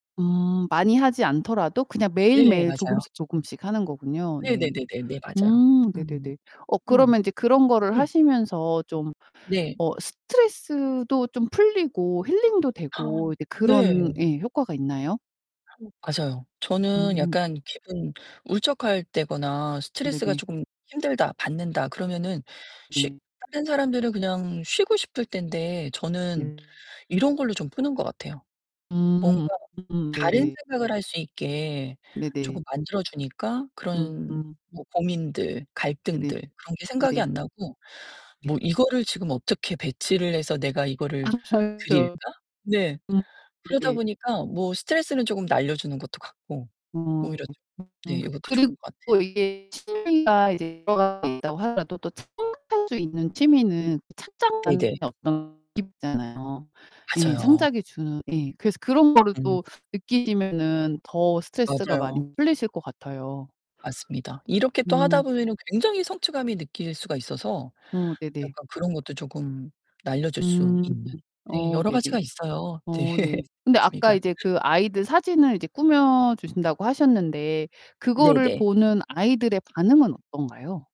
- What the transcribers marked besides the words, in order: tapping; gasp; distorted speech; laughing while speaking: "아"; unintelligible speech; laughing while speaking: "네. 취미가"; laugh
- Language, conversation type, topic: Korean, podcast, 요즘 즐기고 있는 창작 취미는 무엇인가요?